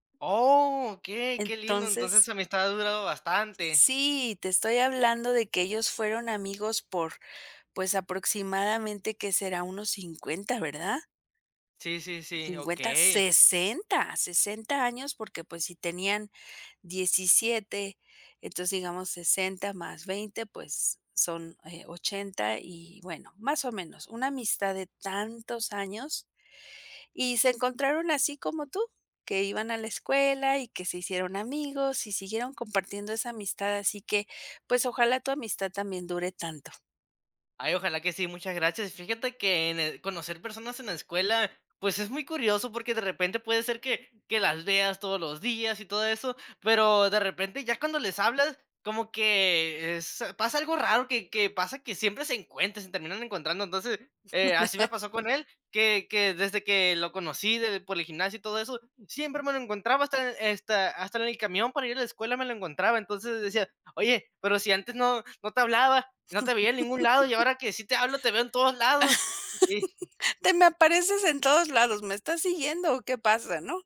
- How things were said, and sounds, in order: chuckle; chuckle; chuckle; other noise
- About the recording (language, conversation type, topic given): Spanish, podcast, ¿Has conocido a alguien por casualidad que haya cambiado tu mundo?